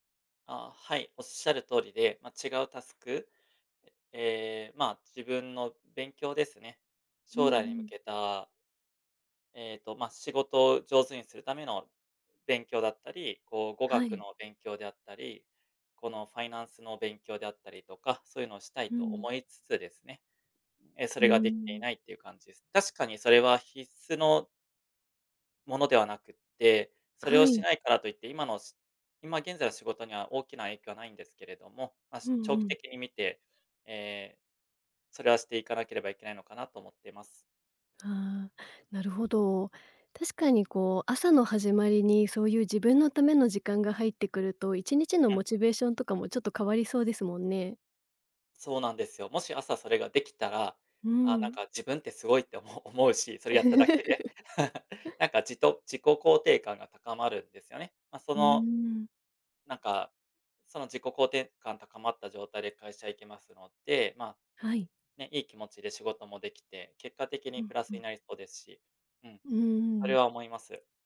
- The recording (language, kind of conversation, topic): Japanese, advice, 朝起きられず、早起きを続けられないのはなぜですか？
- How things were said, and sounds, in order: laugh